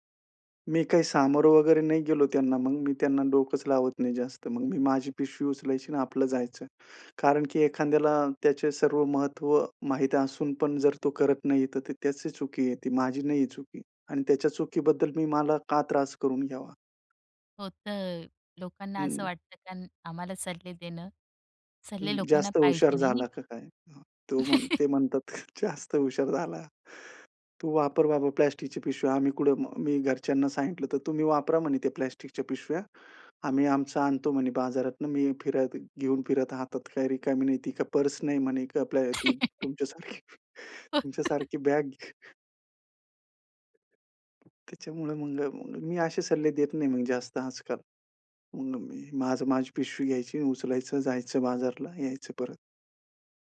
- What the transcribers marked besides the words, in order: laugh; laughing while speaking: "जास्त हुशार झाला"; tapping; laugh; laughing while speaking: "ती तुमच्यासारखी. तुमच्यासारखी बॅग"; laugh; other noise
- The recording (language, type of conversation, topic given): Marathi, podcast, प्लास्टिकविरहित जीवन कसं साध्य करावं आणि त्या प्रवासात तुमचा वैयक्तिक अनुभव काय आहे?